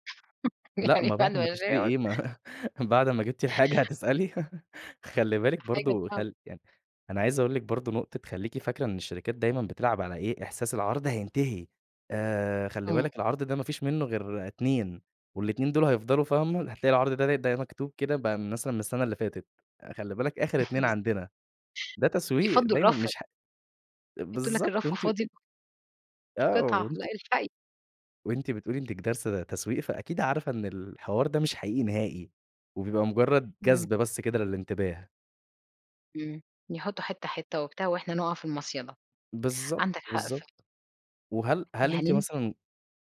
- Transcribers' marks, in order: laughing while speaking: "يعني بعد ما أشتريها"; unintelligible speech; laugh; laugh; laughing while speaking: "بالضبط"
- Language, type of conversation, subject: Arabic, advice, إيه اللي بيخليك تخاف تفوت فرصة لو ما اشتريتش فورًا؟